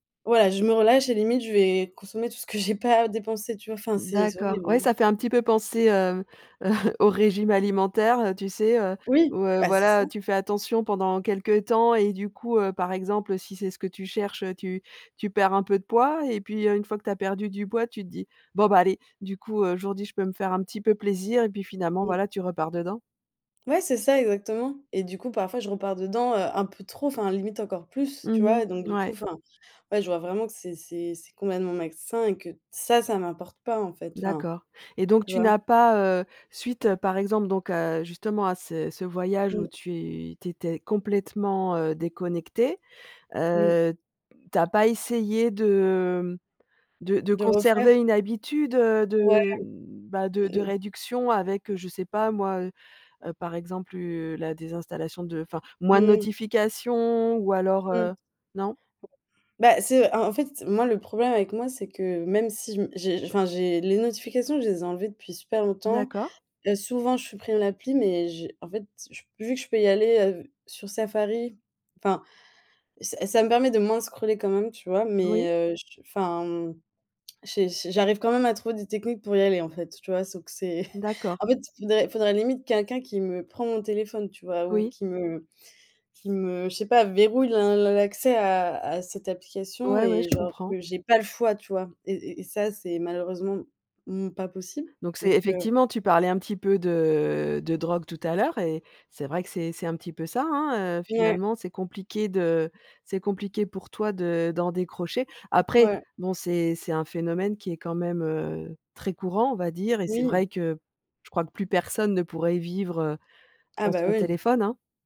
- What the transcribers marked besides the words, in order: laughing while speaking: "pas"; chuckle; other background noise; lip smack; chuckle; tapping
- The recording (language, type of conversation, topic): French, podcast, Peux-tu nous raconter une détox numérique qui a vraiment fonctionné pour toi ?